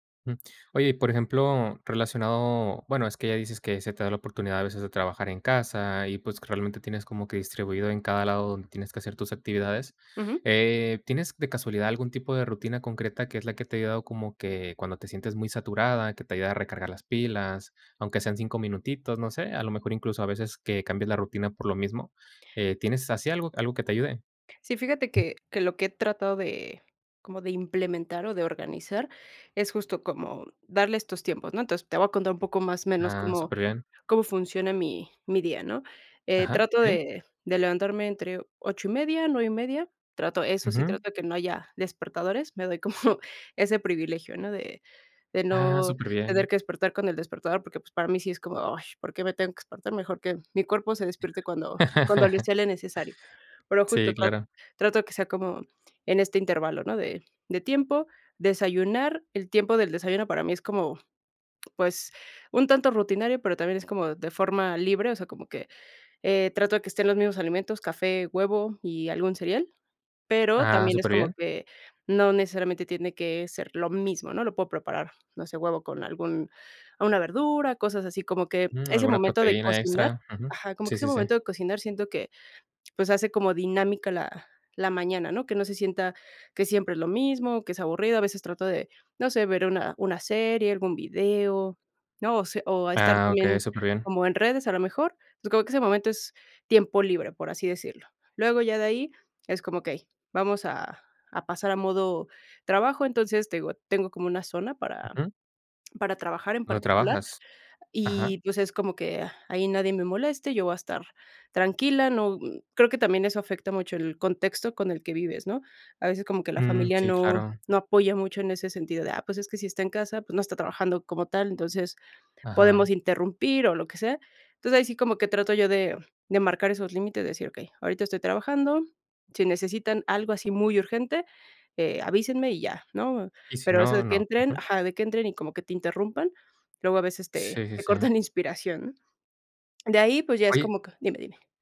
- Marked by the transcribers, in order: other background noise; laughing while speaking: "me doy"; laugh; tapping
- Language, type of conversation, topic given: Spanish, podcast, ¿Qué estrategias usas para evitar el agotamiento en casa?